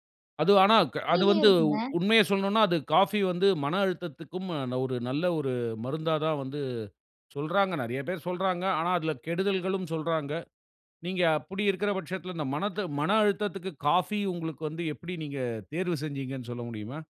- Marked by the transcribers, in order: none
- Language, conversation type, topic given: Tamil, podcast, தேர்வு பயம் வந்தபோது மனஅழுத்தம் குறைய நீங்கள் என்ன செய்தீர்கள்?